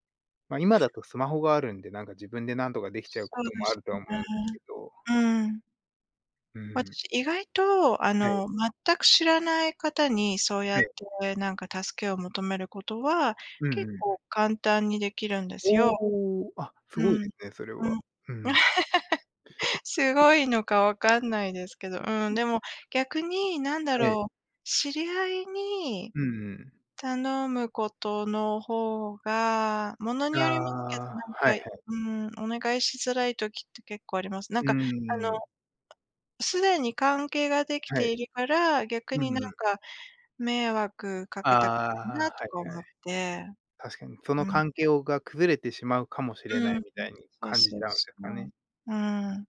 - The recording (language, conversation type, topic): Japanese, unstructured, どんなときに助け合いが必要だと感じますか？
- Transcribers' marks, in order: other noise; tapping; laugh; other background noise